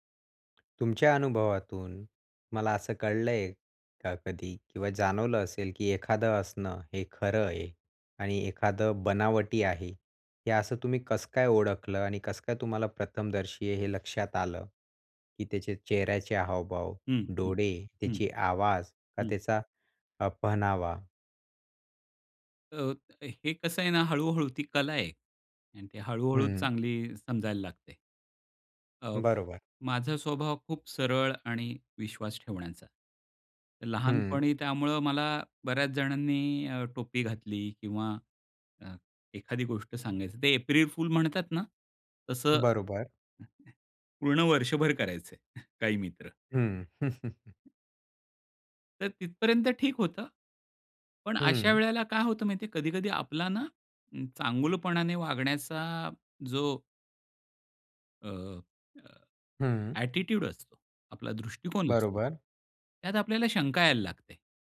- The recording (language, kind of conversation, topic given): Marathi, podcast, खऱ्या आणि बनावट हसण्यातला फरक कसा ओळखता?
- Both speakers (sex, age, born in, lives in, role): male, 20-24, India, India, host; male, 50-54, India, India, guest
- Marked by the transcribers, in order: other background noise; chuckle; other noise; in English: "ॲटिट्यूड"